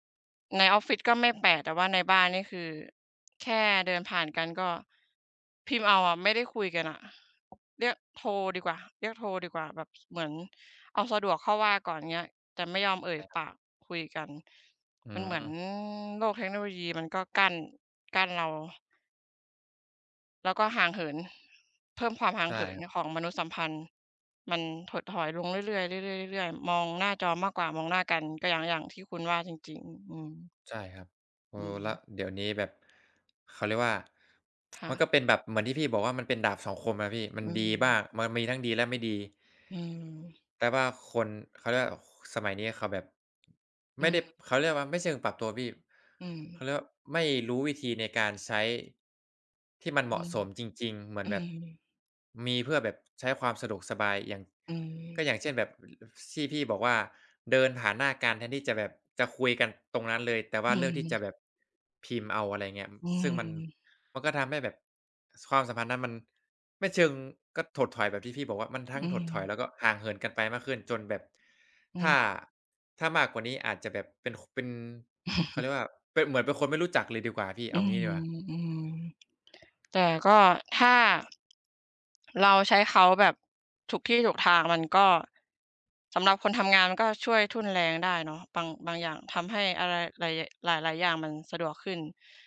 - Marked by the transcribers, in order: other background noise; tapping; tsk; chuckle
- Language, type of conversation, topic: Thai, unstructured, เทคโนโลยีได้เปลี่ยนแปลงวิถีชีวิตของคุณอย่างไรบ้าง?